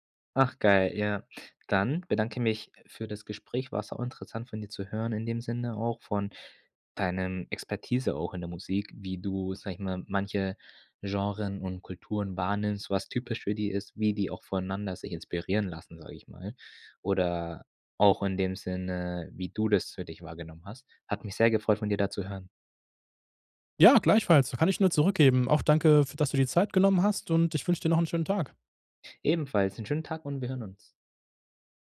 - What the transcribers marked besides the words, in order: none
- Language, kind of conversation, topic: German, podcast, Was macht ein Lied typisch für eine Kultur?
- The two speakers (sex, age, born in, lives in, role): male, 25-29, Germany, Germany, host; male, 30-34, Germany, Germany, guest